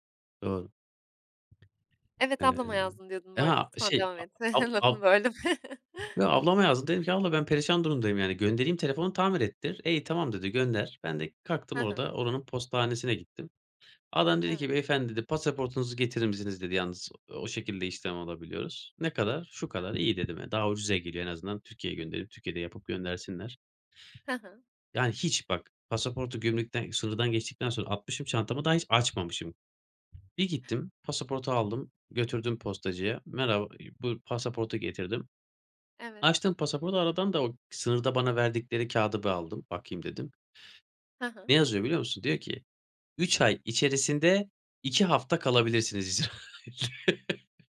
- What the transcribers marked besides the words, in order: tapping; unintelligible speech; other background noise; chuckle; laughing while speaking: "yazıyor"; chuckle
- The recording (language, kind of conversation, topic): Turkish, podcast, Sence “keşke” demekten nasıl kurtulabiliriz?